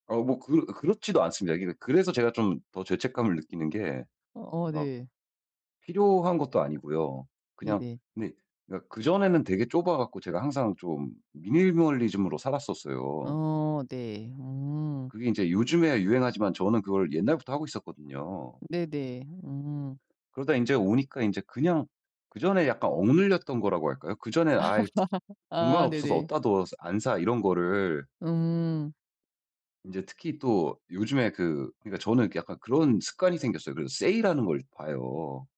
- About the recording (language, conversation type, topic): Korean, advice, 여유로 하는 지출을 하면 왜 죄책감이 들어서 즐기지 못하나요?
- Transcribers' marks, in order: other background noise; laugh; tsk